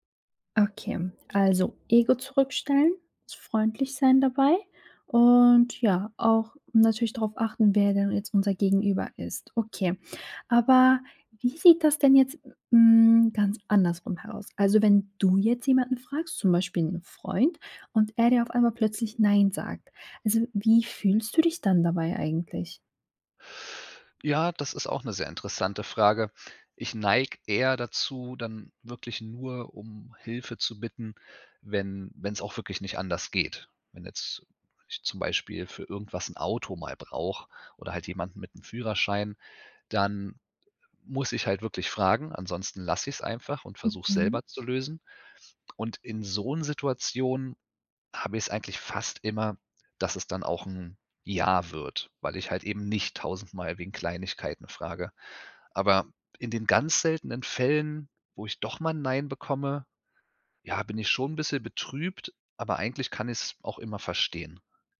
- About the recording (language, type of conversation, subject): German, podcast, Wie sagst du Nein, ohne die Stimmung zu zerstören?
- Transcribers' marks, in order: none